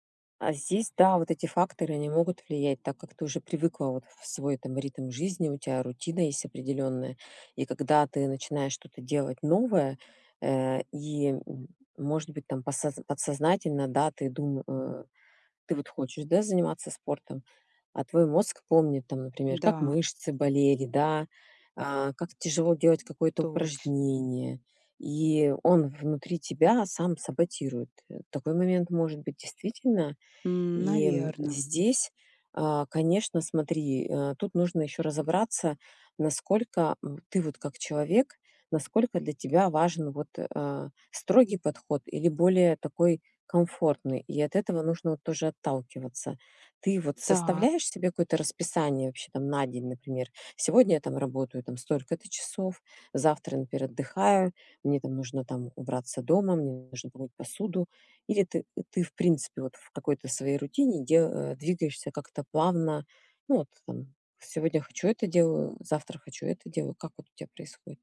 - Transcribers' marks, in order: tapping
- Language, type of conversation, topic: Russian, advice, Как мне выработать привычку регулярно заниматься спортом без чрезмерных усилий?